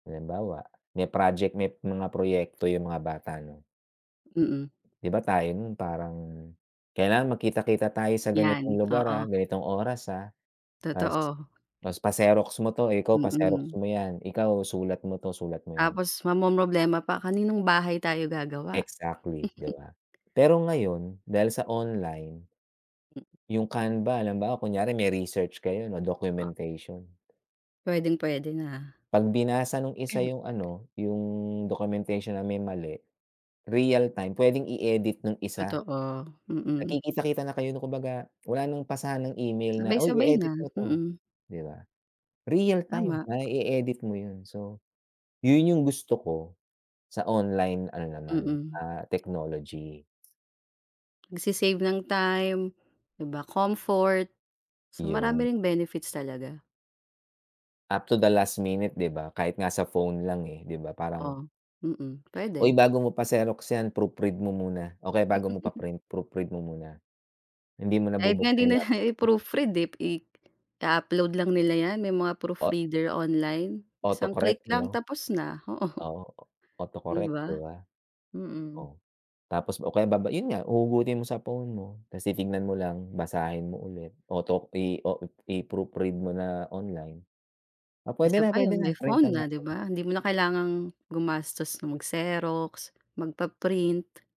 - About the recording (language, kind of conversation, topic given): Filipino, unstructured, Paano mo ipapaliwanag sa mga magulang ang kahalagahan ng pag-aaral sa internet, at ano ang masasabi mo sa takot ng iba sa paggamit ng teknolohiya sa paaralan?
- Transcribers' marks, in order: chuckle; throat clearing; in English: "Up to the last minute"; chuckle; laughing while speaking: "nila"; laughing while speaking: "oo"